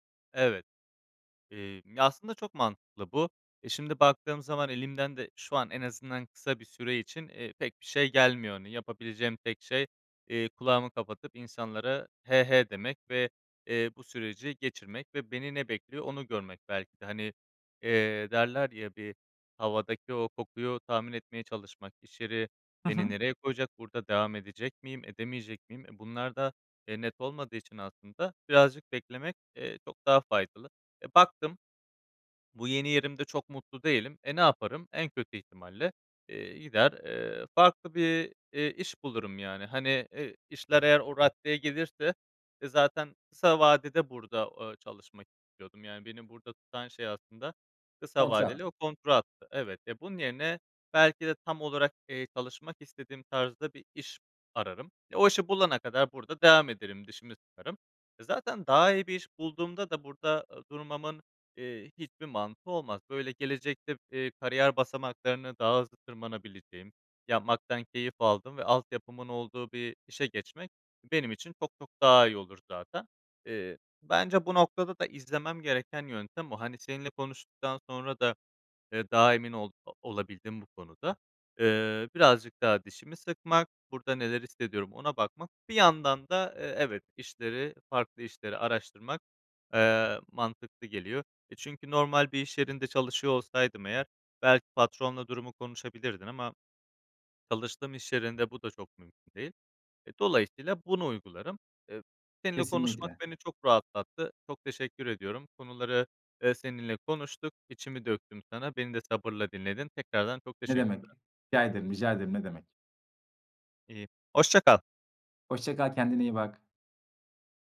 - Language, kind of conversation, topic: Turkish, advice, İş yerinde görev ya da bölüm değişikliği sonrası yeni rolünüze uyum süreciniz nasıl geçti?
- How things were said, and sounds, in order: other background noise; tapping